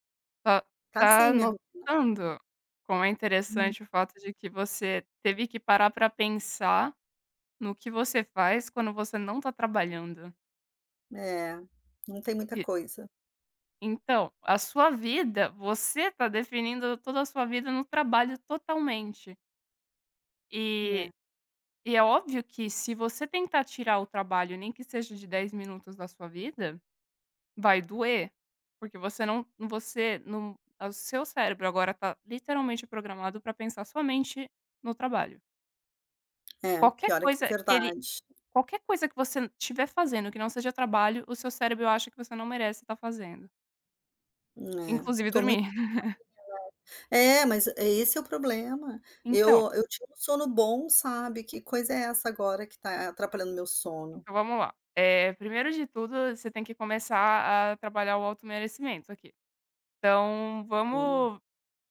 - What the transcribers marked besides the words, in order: tapping; unintelligible speech; laugh
- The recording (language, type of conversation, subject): Portuguese, advice, Como posso evitar perder noites de sono por trabalhar até tarde?